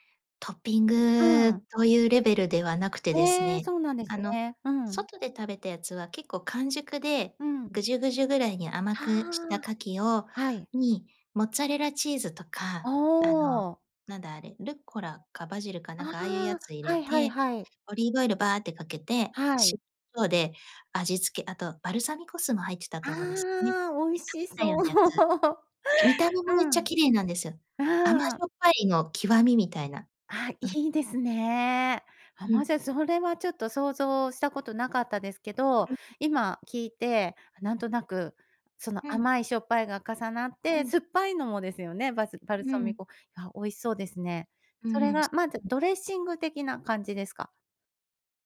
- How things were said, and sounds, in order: tapping; unintelligible speech; laughing while speaking: "そう"; laugh; other noise
- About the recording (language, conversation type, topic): Japanese, podcast, 料理で一番幸せを感じる瞬間は？